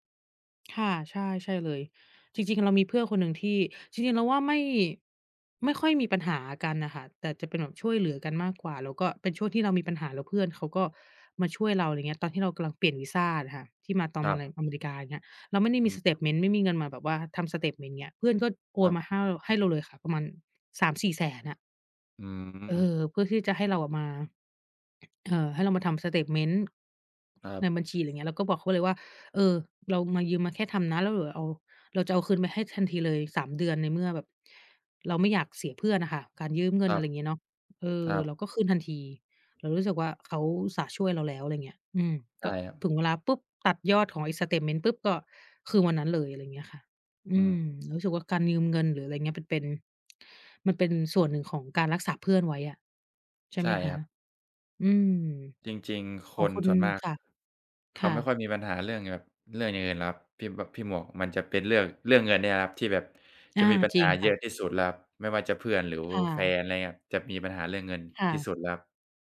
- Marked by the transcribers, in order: throat clearing
- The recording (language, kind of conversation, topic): Thai, unstructured, เพื่อนที่ดีมีผลต่อชีวิตคุณอย่างไรบ้าง?